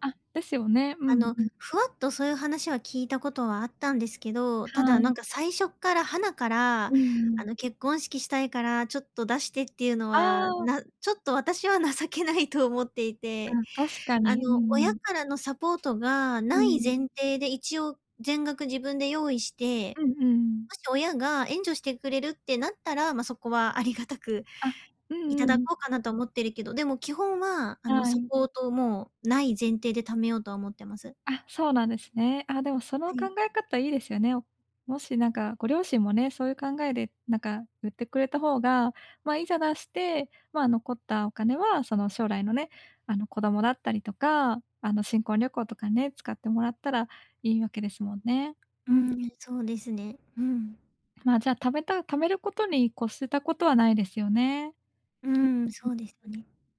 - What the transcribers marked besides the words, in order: laughing while speaking: "情けないと"; other background noise
- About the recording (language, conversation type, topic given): Japanese, advice, パートナーとお金の話をどう始めればよいですか？